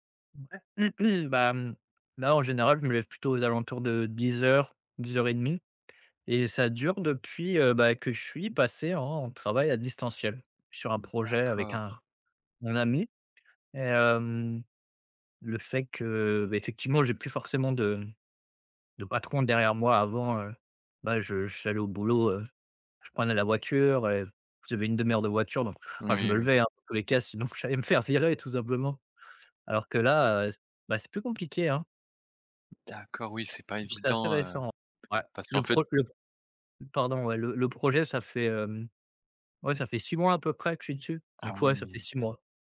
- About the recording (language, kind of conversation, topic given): French, advice, Incapacité à se réveiller tôt malgré bonnes intentions
- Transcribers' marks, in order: throat clearing; other background noise; tapping